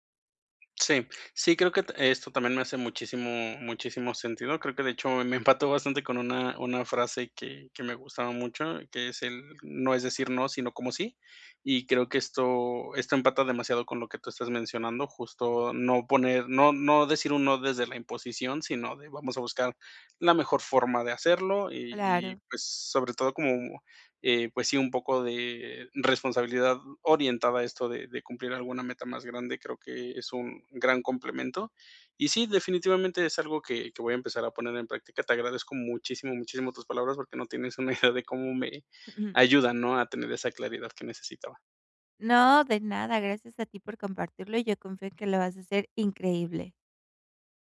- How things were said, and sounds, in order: other background noise; laughing while speaking: "empató"; laughing while speaking: "idea"; other noise
- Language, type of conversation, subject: Spanish, advice, ¿Cómo puedo establecer límites económicos sin generar conflicto?